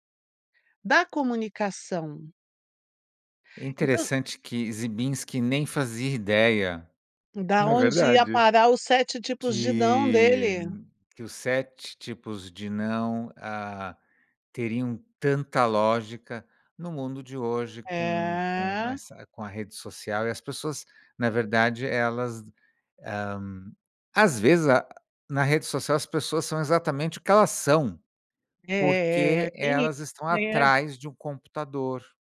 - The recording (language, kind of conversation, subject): Portuguese, podcast, Como lidar com interpretações diferentes de uma mesma frase?
- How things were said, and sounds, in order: none